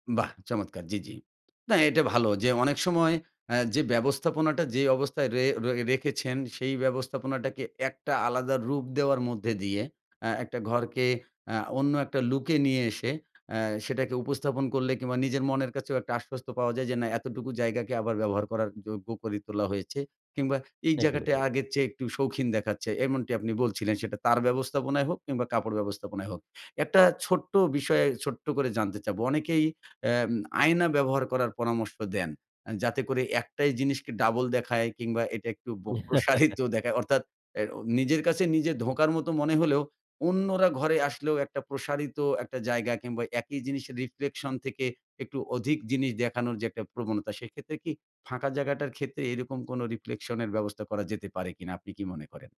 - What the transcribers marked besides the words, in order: laughing while speaking: "প্রসারিত"; in English: "Riflection"; in English: "Riflection"
- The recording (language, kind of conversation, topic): Bengali, podcast, ঘর ছোট হলে সেটাকে বড় দেখাতে আপনি কী করেন?